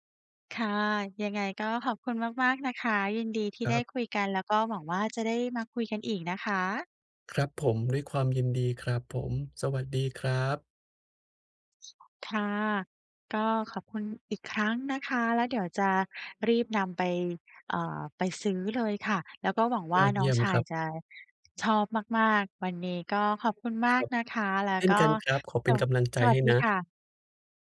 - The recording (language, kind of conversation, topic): Thai, advice, จะเลือกของขวัญให้ถูกใจคนที่ไม่แน่ใจว่าเขาชอบอะไรได้อย่างไร?
- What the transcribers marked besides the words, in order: other background noise